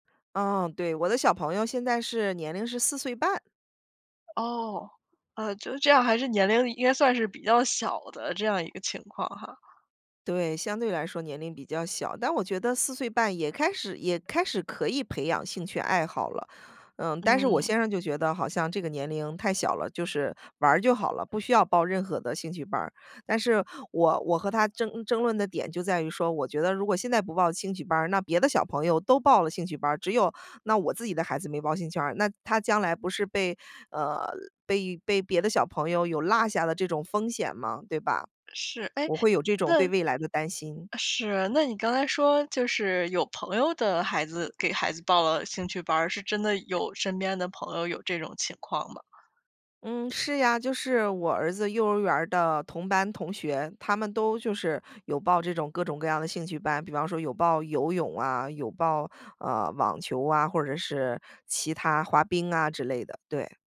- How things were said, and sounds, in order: none
- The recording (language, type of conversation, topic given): Chinese, advice, 我该如何描述我与配偶在育儿方式上的争执？